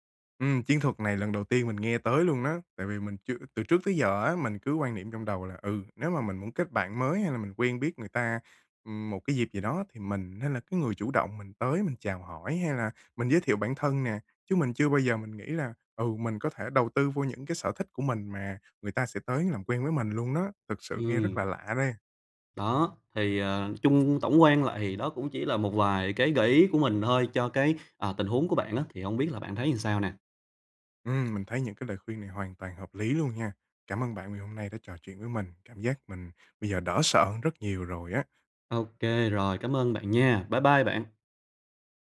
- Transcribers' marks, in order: tapping
- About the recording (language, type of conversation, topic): Vietnamese, advice, Bạn đang cảm thấy cô đơn và thiếu bạn bè sau khi chuyển đến một thành phố mới phải không?